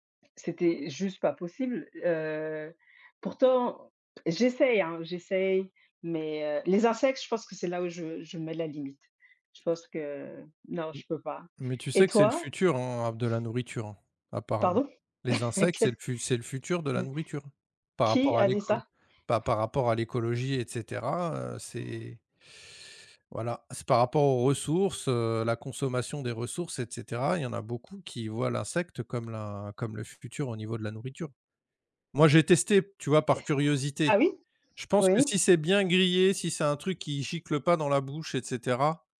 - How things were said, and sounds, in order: tapping; chuckle; other background noise
- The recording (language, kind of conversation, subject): French, unstructured, As-tu une anecdote drôle liée à un repas ?
- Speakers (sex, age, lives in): female, 35-39, Spain; male, 45-49, France